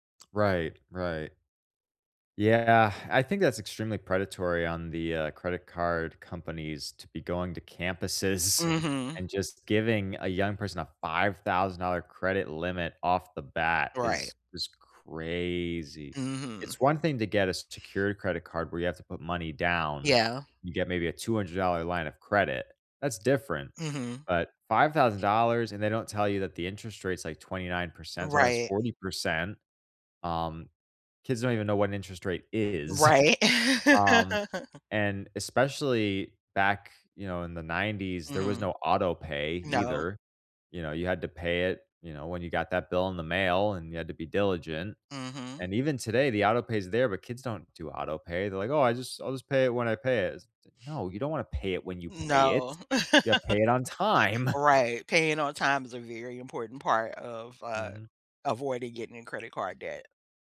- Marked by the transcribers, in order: laughing while speaking: "campuses"; drawn out: "crazy"; other background noise; scoff; laughing while speaking: "Right"; laugh; laugh; scoff
- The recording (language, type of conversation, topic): English, unstructured, How can people avoid getting into credit card debt?
- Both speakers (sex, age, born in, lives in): female, 50-54, United States, United States; male, 25-29, United States, United States